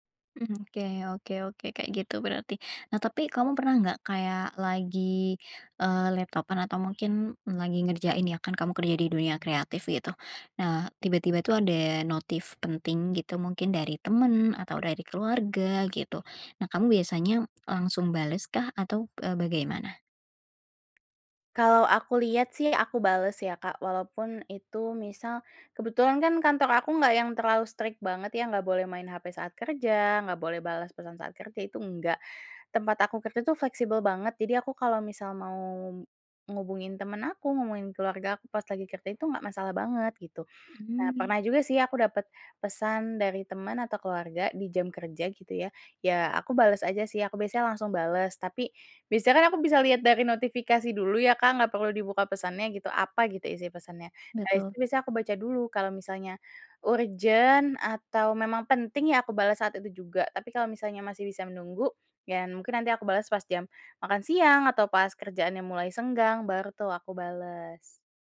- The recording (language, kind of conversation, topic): Indonesian, podcast, Apa trik sederhana yang kamu pakai agar tetap fokus bekerja tanpa terganggu oleh ponsel?
- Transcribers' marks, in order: other background noise; tapping; in English: "strict"